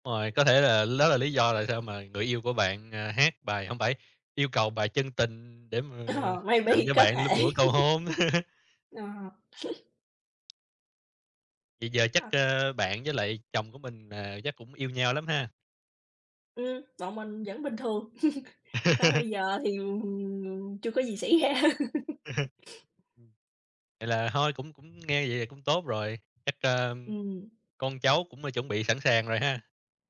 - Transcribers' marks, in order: laughing while speaking: "Ờ, maybe, có thể"; in English: "maybe"; chuckle; other noise; other background noise; chuckle; laughing while speaking: "ra"; chuckle; tapping
- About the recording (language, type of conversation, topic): Vietnamese, unstructured, Bạn cảm thấy thế nào khi người yêu bất ngờ tổ chức một buổi hẹn hò lãng mạn?